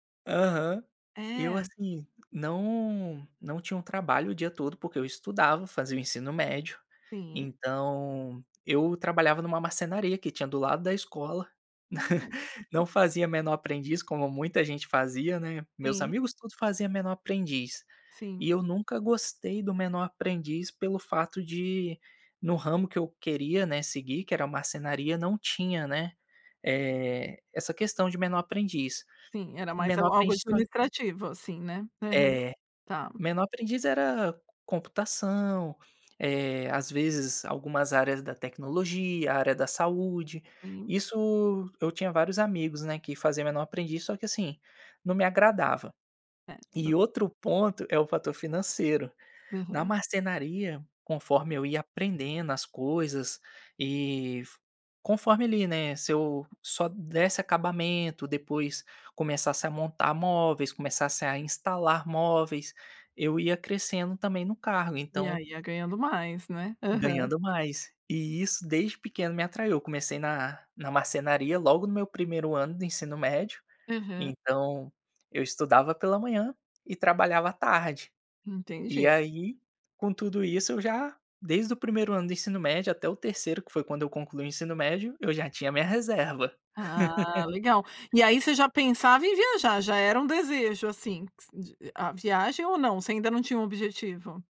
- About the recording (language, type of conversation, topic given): Portuguese, podcast, O que você aprendeu sobre fazer amigos viajando?
- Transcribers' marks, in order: tapping; laugh; laugh